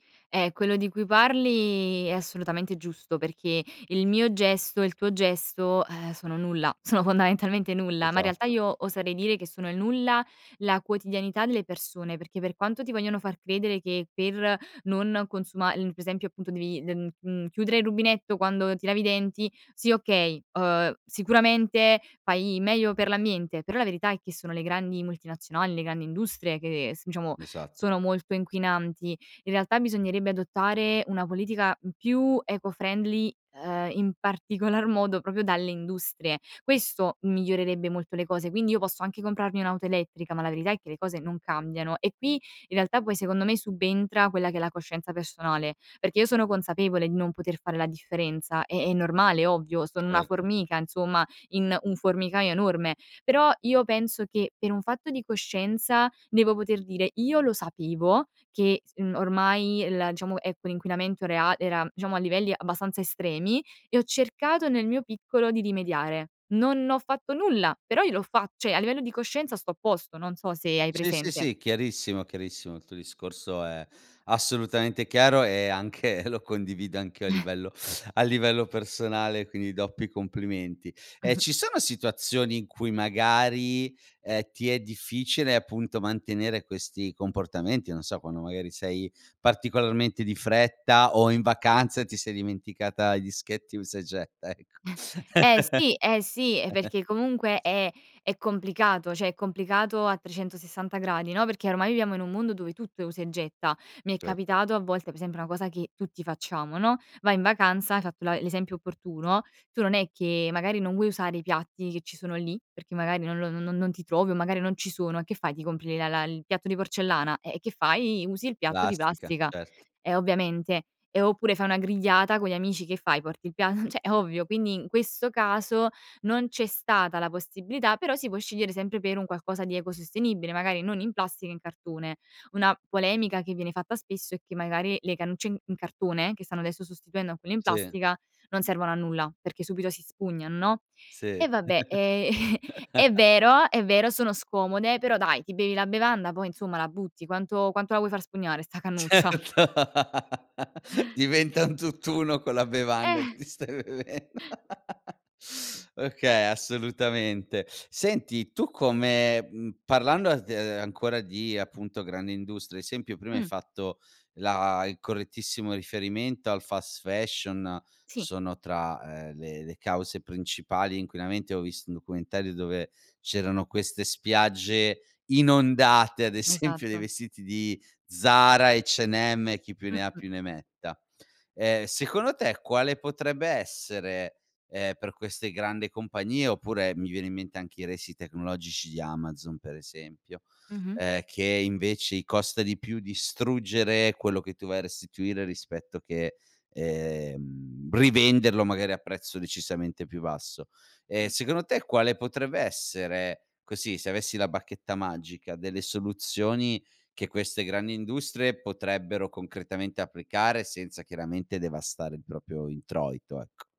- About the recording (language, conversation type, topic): Italian, podcast, Quali piccoli gesti fai davvero per ridurre i rifiuti?
- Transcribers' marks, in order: unintelligible speech; in English: "eco-friendly"; "proprio" said as "propio"; "cioè" said as "ceh"; laughing while speaking: "anche"; chuckle; chuckle; chuckle; laughing while speaking: "ecco"; laugh; "cioè" said as "ceh"; laughing while speaking: "pia"; "cioè" said as "ceh"; laughing while speaking: "ehm"; laugh; laughing while speaking: "Certo"; laugh; laughing while speaking: "stai bevendo"; laugh; unintelligible speech; laughing while speaking: "esempio"; "proprio" said as "propio"